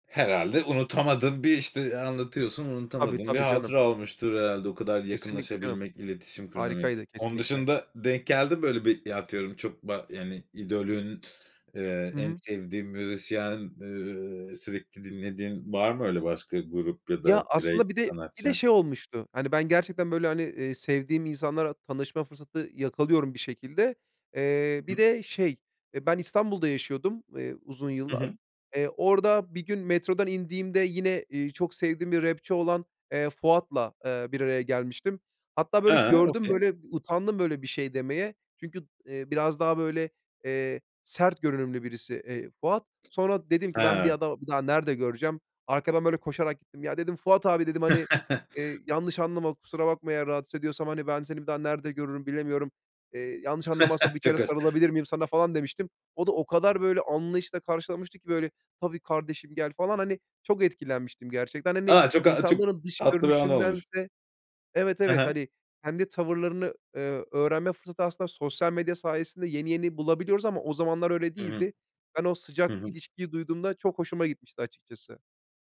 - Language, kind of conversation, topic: Turkish, podcast, Canlı konser deneyimi seni nasıl etkiledi?
- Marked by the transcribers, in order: in English: "okay"; tapping; laugh; other background noise; laugh